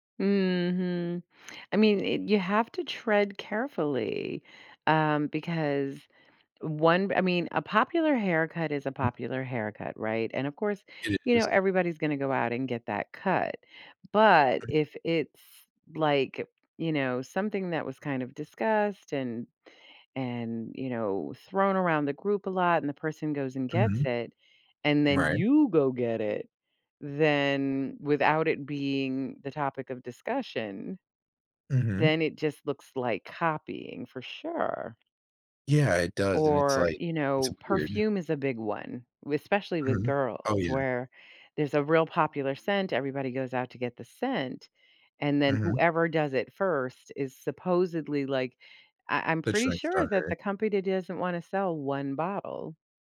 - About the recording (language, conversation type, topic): English, advice, How can I apologize sincerely?
- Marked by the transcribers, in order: other background noise; unintelligible speech; tapping; unintelligible speech